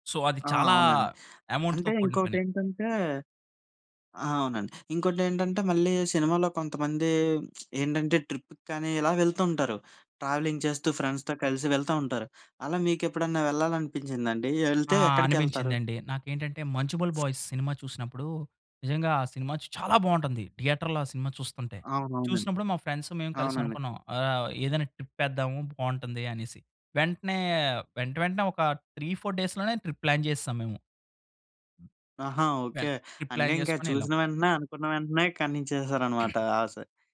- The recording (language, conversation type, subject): Telugu, podcast, మాధ్యమాల్లో కనిపించే కథలు మన అభిరుచులు, ఇష్టాలను ఎలా మార్చుతాయి?
- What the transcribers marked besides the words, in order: in English: "సో"; in English: "యమౌంట్‌తో"; lip smack; in English: "ట్రావెలింగ్"; in English: "ఫ్రెండ్స్‌తో"; other background noise; in English: "థియేటర్‌లో"; in English: "ఫ్రెండ్స్"; in English: "త్రీ ఫోర్ డేస్‌లోనే, ట్రిప్ ప్లాన్"; in English: "ట్రిప్ ప్లాన్"; throat clearing